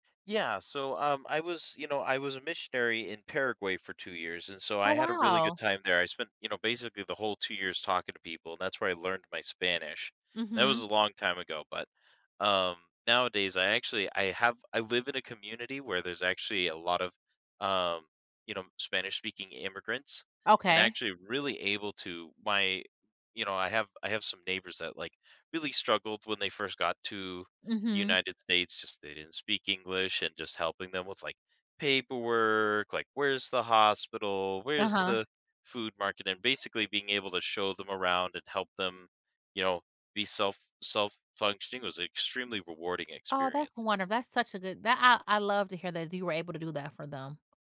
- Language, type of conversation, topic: English, unstructured, How could speaking any language change your experiences and connections with others?
- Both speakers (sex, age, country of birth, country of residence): female, 40-44, United States, United States; male, 30-34, United States, United States
- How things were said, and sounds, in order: none